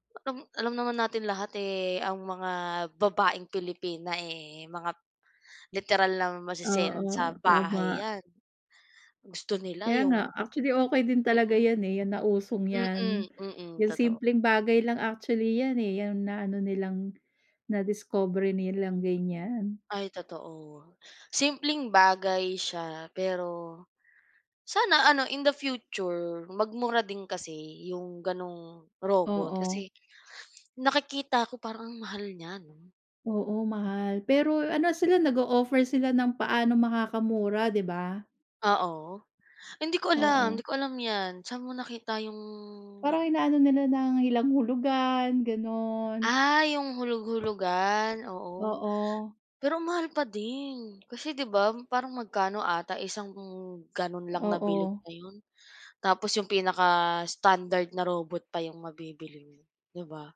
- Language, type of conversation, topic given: Filipino, unstructured, Paano makatutulong ang mga robot sa mga gawaing bahay?
- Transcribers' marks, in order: in English: "in the future"; drawn out: "'yong"